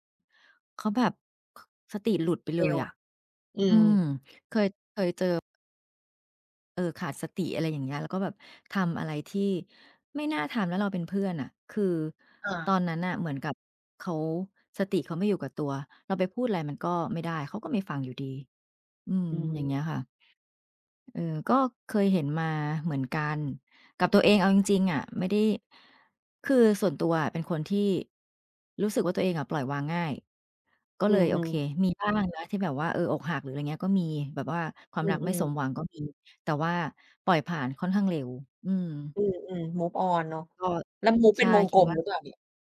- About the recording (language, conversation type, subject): Thai, unstructured, คุณเคยรู้สึกไหมว่าความรักทำร้ายจิตใจมากกว่าทำให้มีความสุข?
- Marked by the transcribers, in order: other background noise; in English: "move on"; in English: "move"